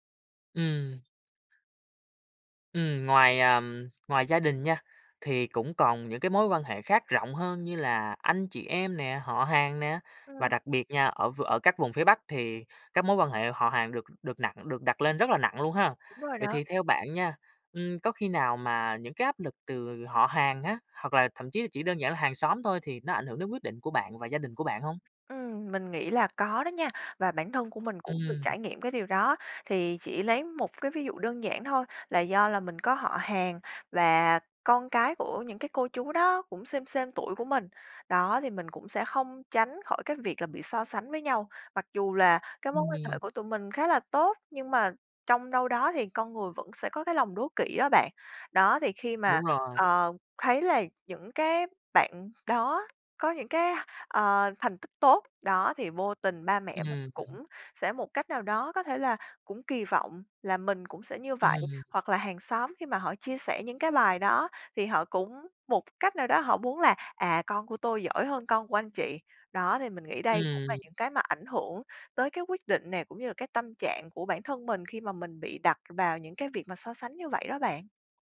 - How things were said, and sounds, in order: none
- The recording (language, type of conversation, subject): Vietnamese, podcast, Gia đình ảnh hưởng đến những quyết định quan trọng trong cuộc đời bạn như thế nào?